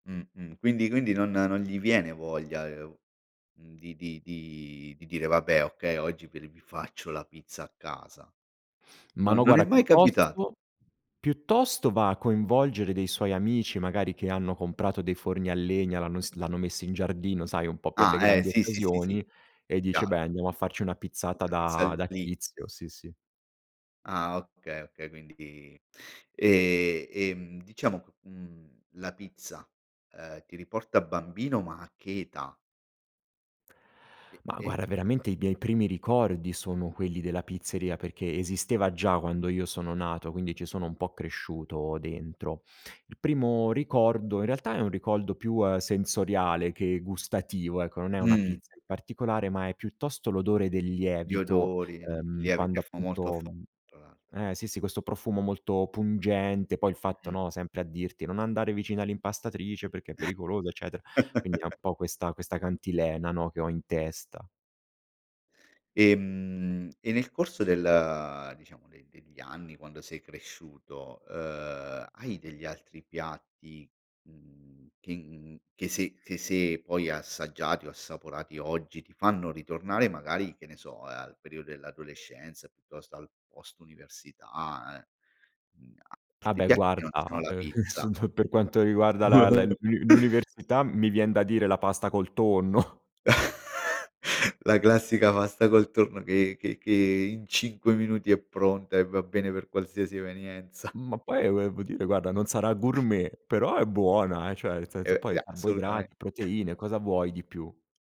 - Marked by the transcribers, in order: "ricordo" said as "ricoldo"; unintelligible speech; unintelligible speech; put-on voice: "Non andare vicino all'impastatrice perché è pericoloso"; chuckle; chuckle; chuckle; chuckle; other background noise; chuckle
- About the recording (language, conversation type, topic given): Italian, podcast, Qual è il piatto di casa che ti fa tornare bambino?